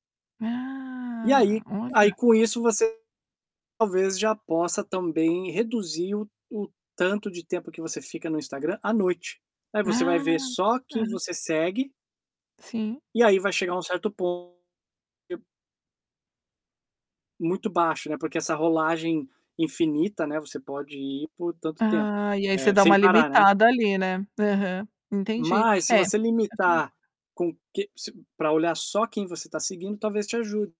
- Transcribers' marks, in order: drawn out: "Ah"; distorted speech; unintelligible speech
- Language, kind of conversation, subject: Portuguese, advice, Como posso manter um horário de sono regular?